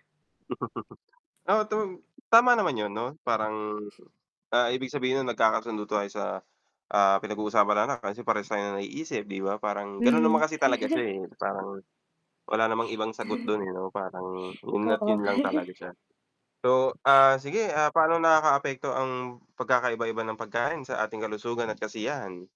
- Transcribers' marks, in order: chuckle; static; distorted speech; chuckle; tapping; chuckle
- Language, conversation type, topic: Filipino, unstructured, Alin ang mas gusto mo: kainin ang paborito mong pagkain araw-araw o sumubok ng iba’t ibang putahe linggo-linggo?